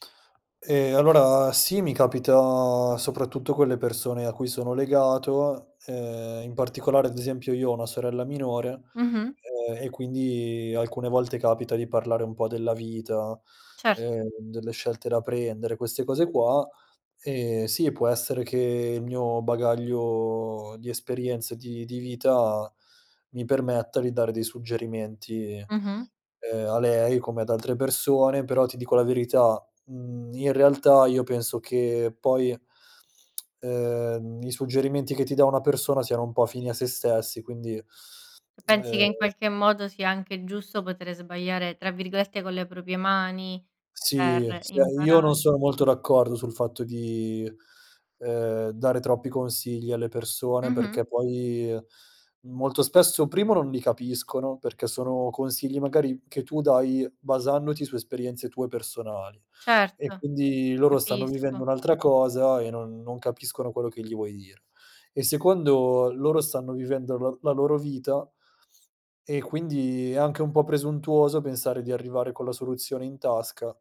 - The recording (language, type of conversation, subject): Italian, podcast, Raccontami di una volta in cui hai sbagliato e hai imparato molto?
- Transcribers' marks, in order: lip smack; "proprie" said as "propie"; "cioè" said as "seh"